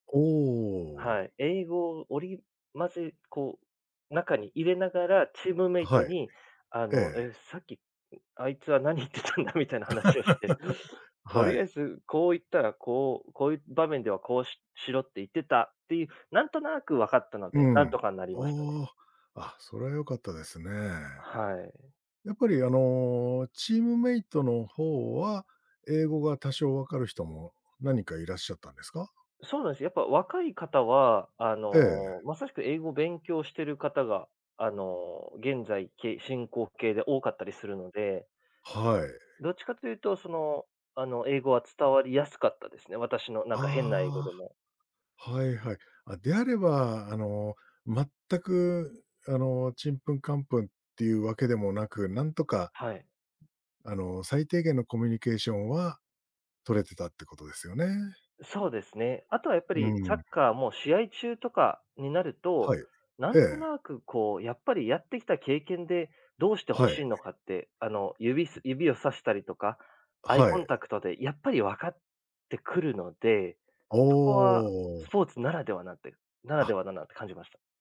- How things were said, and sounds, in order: laughing while speaking: "何言ってたんだみたいな話をして"; laugh
- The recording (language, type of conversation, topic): Japanese, podcast, 言葉が通じない場所で、どのようにコミュニケーションを取りますか？